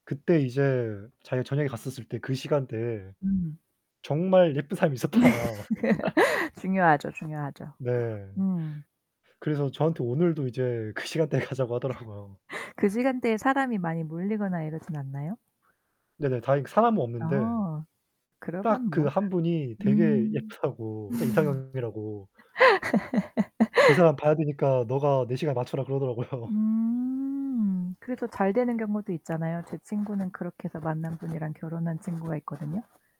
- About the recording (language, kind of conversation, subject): Korean, unstructured, 운동할 때 친구와 함께하면 좋은 이유는 무엇인가요?
- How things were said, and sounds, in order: static; laughing while speaking: "사람이 있었다"; laugh; laughing while speaking: "그 시간대에 가자고 하더라고요"; laugh; other background noise; laughing while speaking: "예쁘다고"; distorted speech; tapping; laugh; laughing while speaking: "그러더라고요"